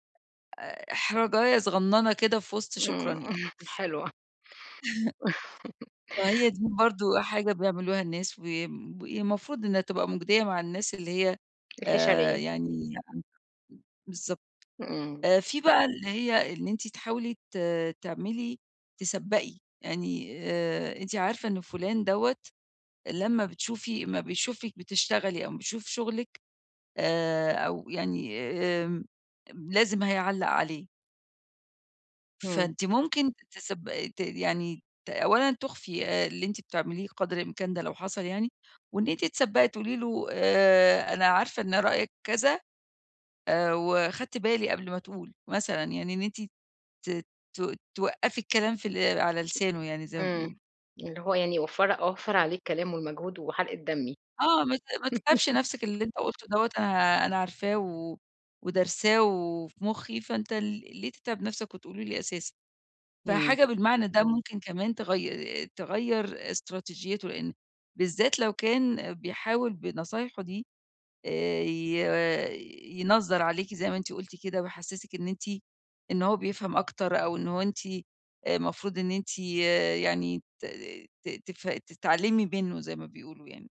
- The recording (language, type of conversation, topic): Arabic, advice, إزاي أحط حدود بذوق لما حد يديني نصايح من غير ما أطلب؟
- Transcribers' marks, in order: chuckle; tapping; chuckle; unintelligible speech; other noise; laugh